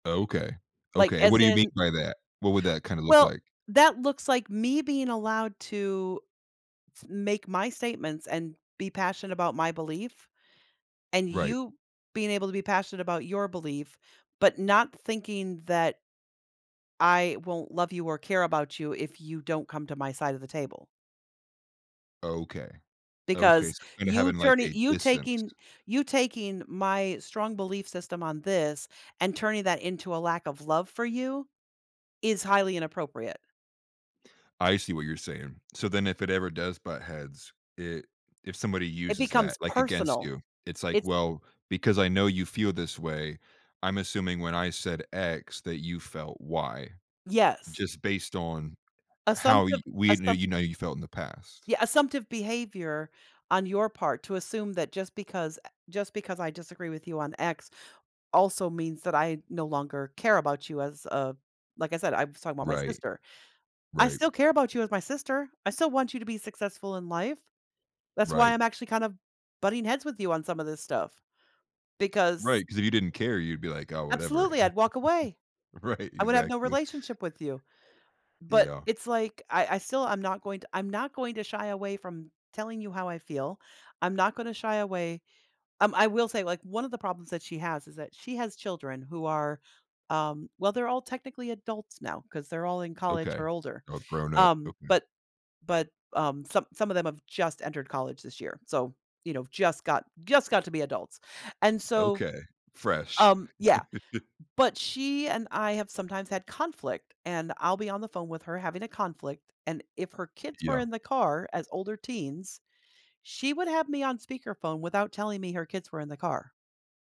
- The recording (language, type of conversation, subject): English, unstructured, What are some effective ways to navigate disagreements with family members?
- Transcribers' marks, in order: other background noise; chuckle; laughing while speaking: "Right"; chuckle